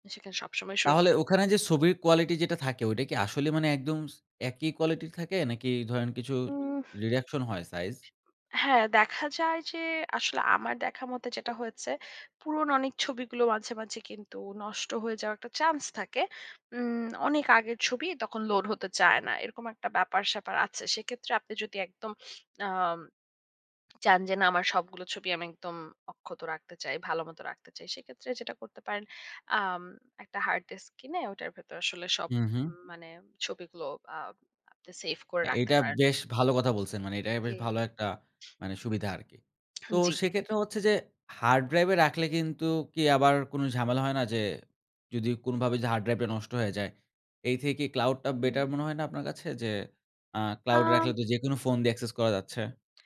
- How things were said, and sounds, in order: in English: "reduction"; tongue click; other background noise; in English: "cloud"; in English: "cloud"; in English: "access"
- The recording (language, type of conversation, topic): Bengali, podcast, ফটো ও ভিডিও গুছিয়ে রাখার সবচেয়ে সহজ ও কার্যকর উপায় কী?